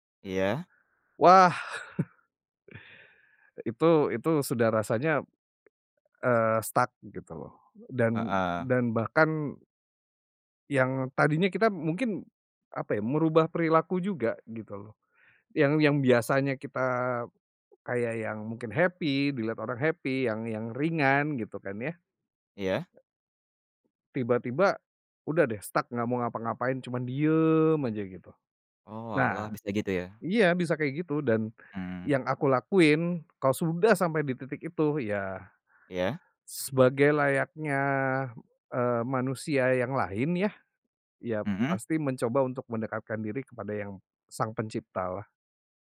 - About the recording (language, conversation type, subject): Indonesian, podcast, Gimana cara kamu ngatur stres saat kerjaan lagi numpuk banget?
- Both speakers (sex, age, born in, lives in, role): male, 20-24, Indonesia, Indonesia, host; male, 40-44, Indonesia, Indonesia, guest
- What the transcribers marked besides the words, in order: chuckle; other background noise; in English: "stuck"; in English: "happy"; in English: "happy"; in English: "stuck"